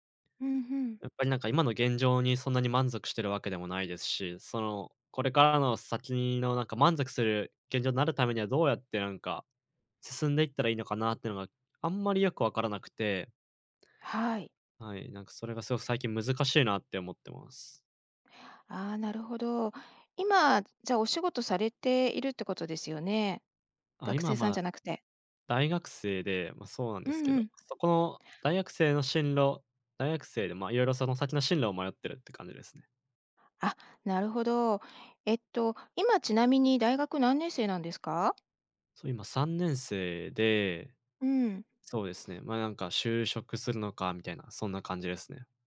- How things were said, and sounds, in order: none
- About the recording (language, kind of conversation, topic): Japanese, advice, キャリアの方向性に迷っていますが、次に何をすればよいですか？